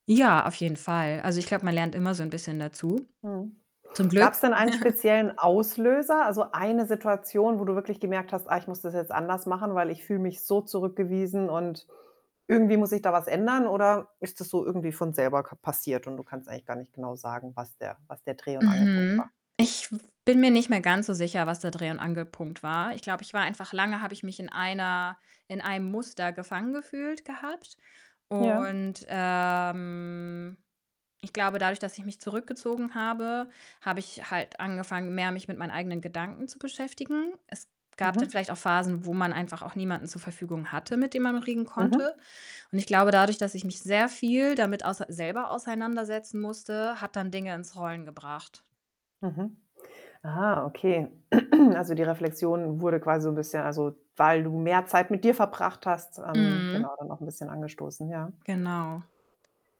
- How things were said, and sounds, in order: distorted speech; static; chuckle; drawn out: "ähm"; other background noise; throat clearing
- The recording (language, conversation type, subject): German, podcast, Wie zeigst du, dass du jemanden emotional verstehst?